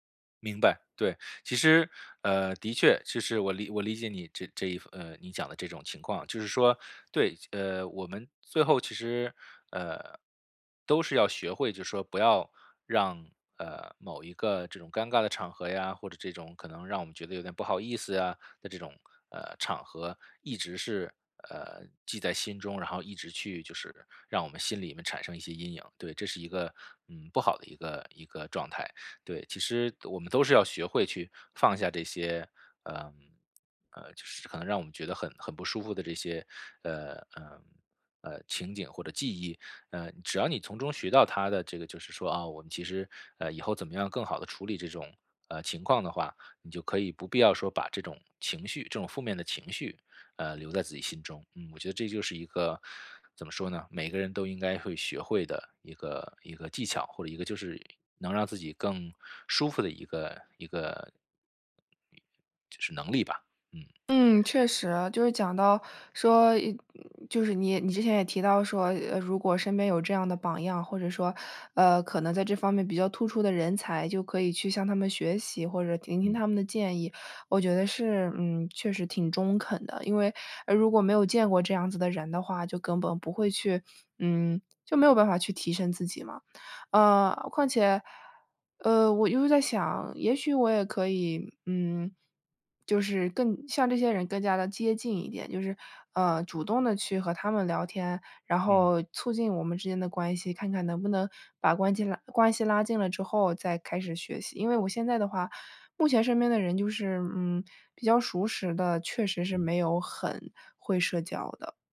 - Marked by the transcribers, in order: other background noise
- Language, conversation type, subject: Chinese, advice, 社交场合出现尴尬时我该怎么做？